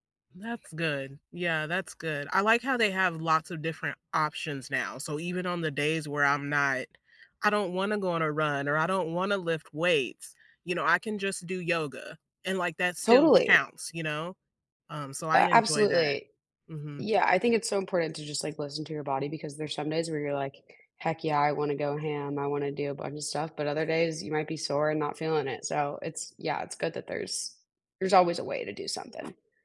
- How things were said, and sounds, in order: tapping
- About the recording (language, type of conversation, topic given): English, unstructured, What strategies help you stay active when life gets hectic?
- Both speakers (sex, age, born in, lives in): female, 25-29, United States, United States; female, 35-39, United States, United States